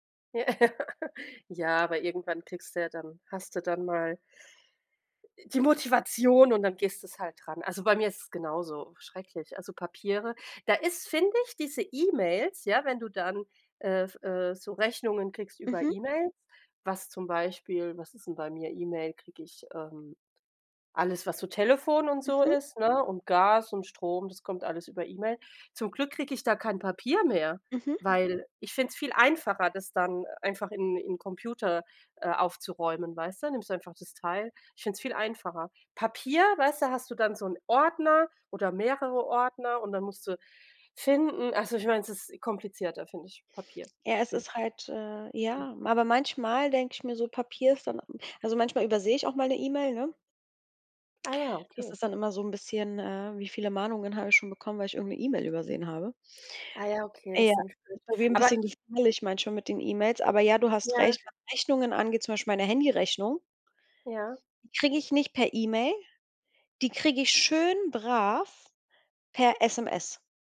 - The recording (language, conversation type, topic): German, unstructured, Wie organisierst du deinen Tag, damit du alles schaffst?
- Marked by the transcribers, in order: laughing while speaking: "Ja"; other background noise; other noise; stressed: "Aber"; stressed: "schön brav"